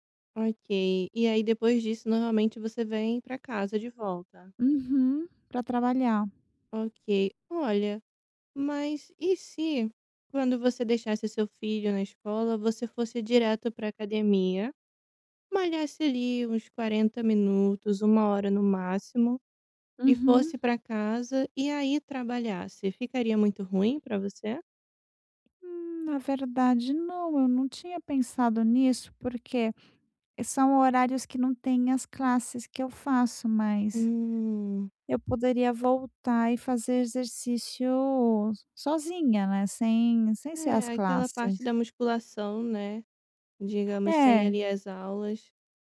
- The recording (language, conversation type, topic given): Portuguese, advice, Como criar rotinas que reduzam recaídas?
- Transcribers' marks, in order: tapping